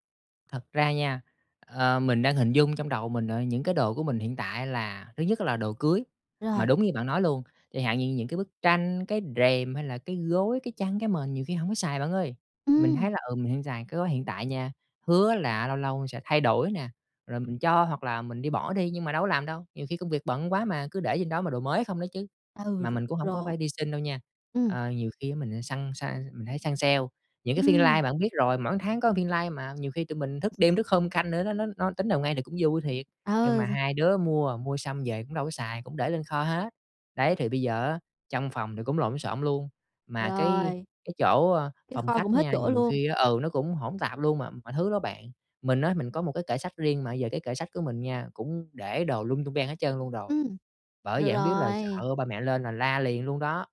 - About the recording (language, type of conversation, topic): Vietnamese, advice, Bạn nên bắt đầu sắp xếp và loại bỏ những đồ không cần thiết từ đâu?
- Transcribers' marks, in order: tapping; laugh; unintelligible speech